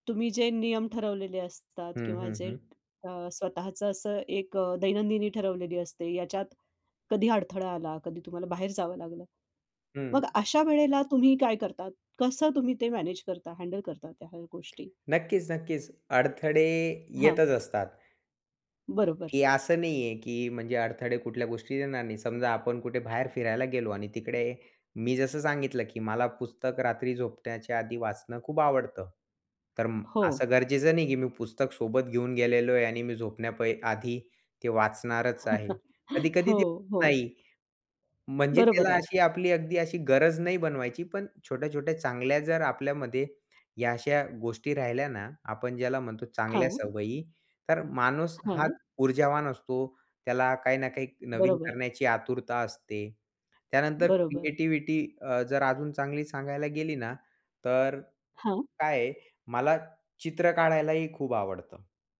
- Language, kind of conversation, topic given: Marathi, podcast, दररोज सर्जनशील कामांसाठी थोडा वेळ तुम्ही कसा काढता?
- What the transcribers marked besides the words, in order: tapping; chuckle